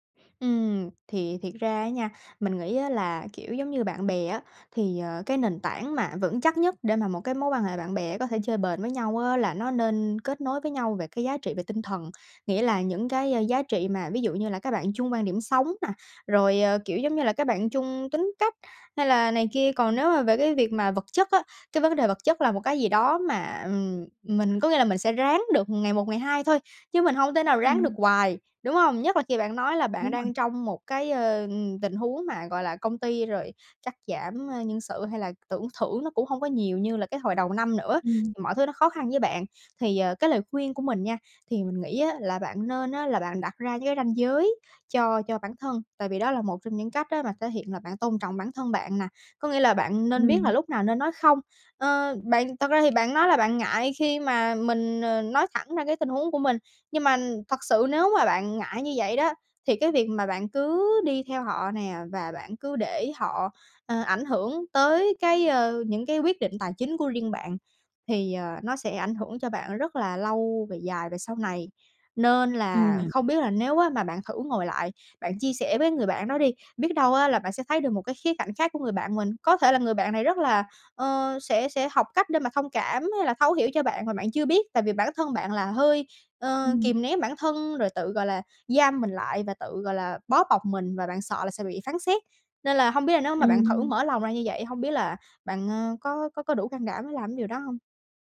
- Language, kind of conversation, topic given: Vietnamese, advice, Bạn làm gì khi cảm thấy bị áp lực phải mua sắm theo xu hướng và theo mọi người xung quanh?
- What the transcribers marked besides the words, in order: tapping; "hoài" said as "quài"